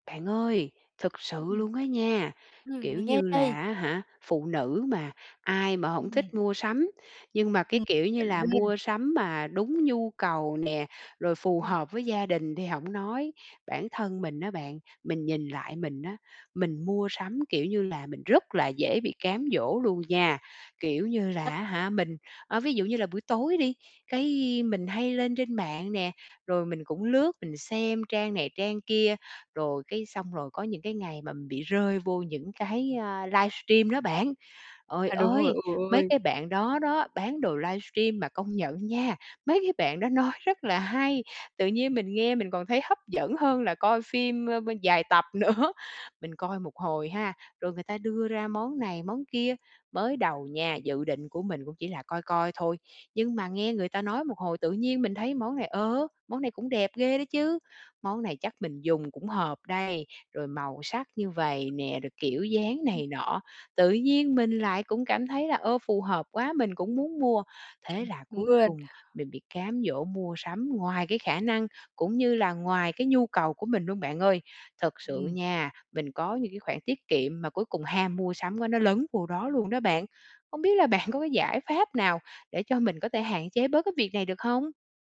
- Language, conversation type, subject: Vietnamese, advice, Làm thế nào để hạn chế cám dỗ mua sắm không cần thiết đang làm ảnh hưởng đến việc tiết kiệm của bạn?
- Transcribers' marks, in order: tapping; unintelligible speech; "Trời" said as "ời"; laughing while speaking: "nữa"; unintelligible speech